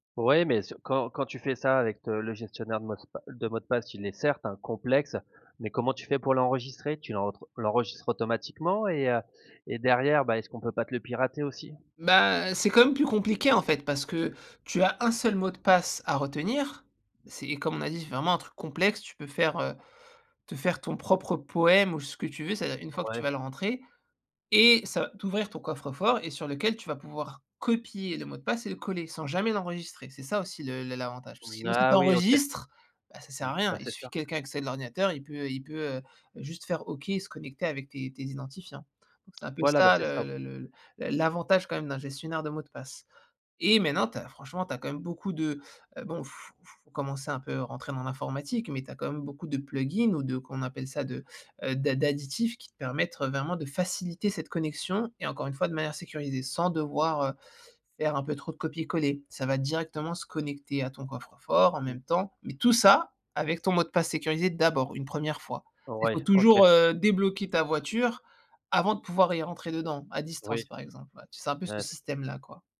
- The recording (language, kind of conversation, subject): French, podcast, Comment détectes-tu un faux message ou une arnaque en ligne ?
- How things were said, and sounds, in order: stressed: "copier"; other background noise; stressed: "enregistres"; stressed: "Et"; in English: "plugins"; stressed: "tout ça"